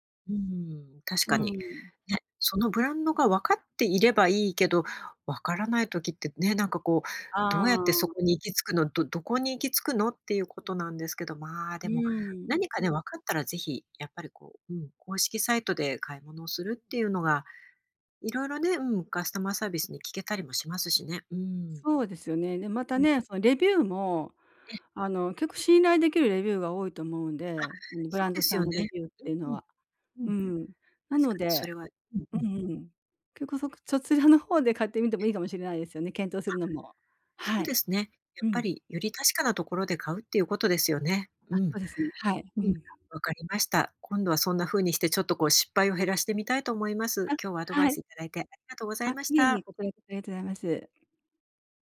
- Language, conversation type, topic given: Japanese, advice, オンラインでの買い物で失敗が多いのですが、どうすれば改善できますか？
- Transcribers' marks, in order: tapping